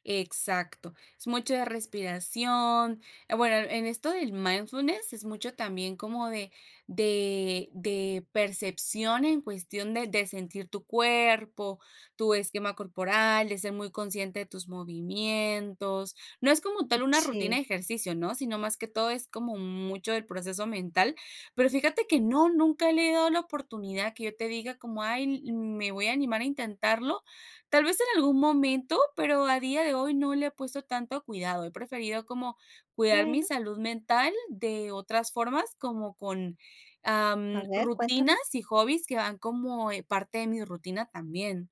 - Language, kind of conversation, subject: Spanish, podcast, ¿Cómo cuidas tu salud mental en el día a día?
- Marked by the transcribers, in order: none